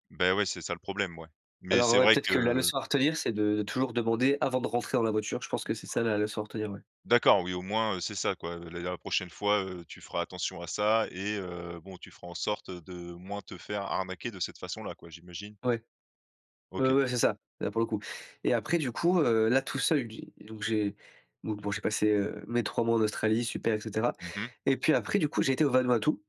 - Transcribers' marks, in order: none
- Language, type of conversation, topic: French, podcast, T’es-tu déjà fait arnaquer en voyage, et comment l’as-tu vécu ?